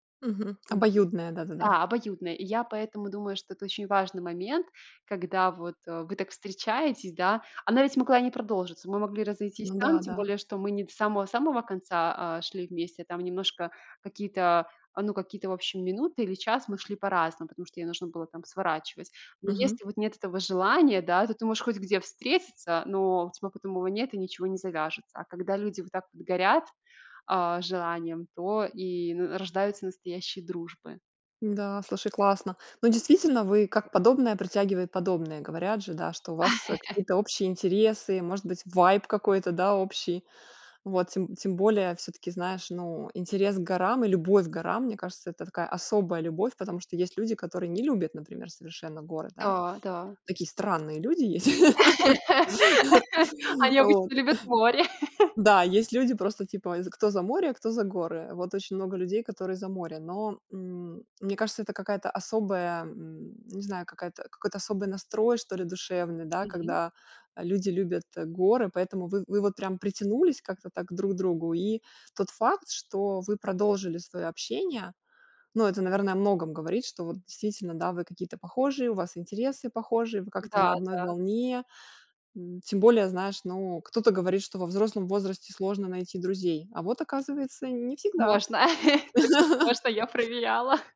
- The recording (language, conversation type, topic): Russian, podcast, Встречал ли ты когда-нибудь попутчика, который со временем стал твоим другом?
- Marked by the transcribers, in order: tapping; other background noise; chuckle; in English: "vibe"; laugh; laugh; chuckle; chuckle; joyful: "Я проверяла"; chuckle